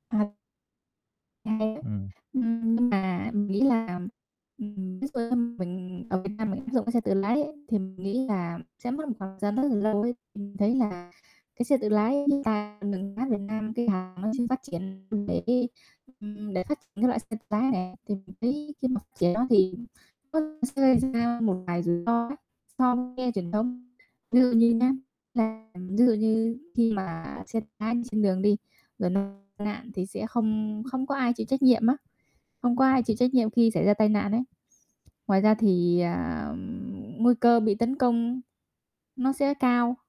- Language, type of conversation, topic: Vietnamese, unstructured, Bạn nghĩ gì về xe tự lái trong tương lai?
- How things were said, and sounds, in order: distorted speech; unintelligible speech; mechanical hum; other background noise; unintelligible speech; unintelligible speech; tapping; static; unintelligible speech; drawn out: "à"